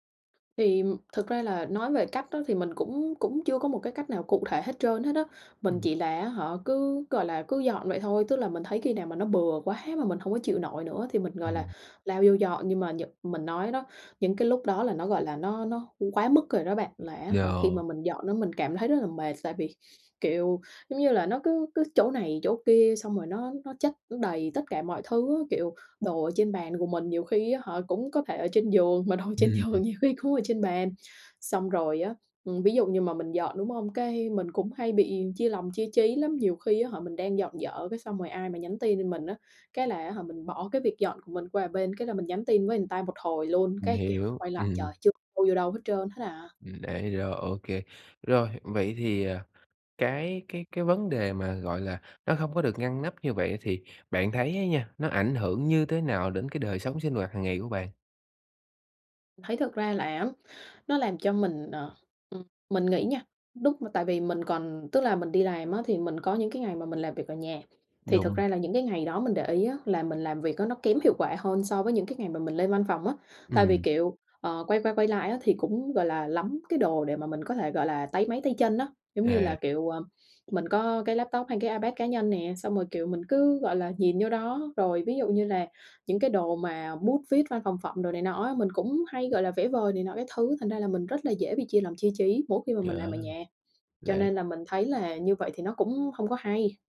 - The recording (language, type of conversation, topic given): Vietnamese, advice, Làm thế nào để duy trì thói quen dọn dẹp mỗi ngày?
- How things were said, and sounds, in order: tapping; other background noise; laughing while speaking: "đồ trên giường nhiều khi"; laugh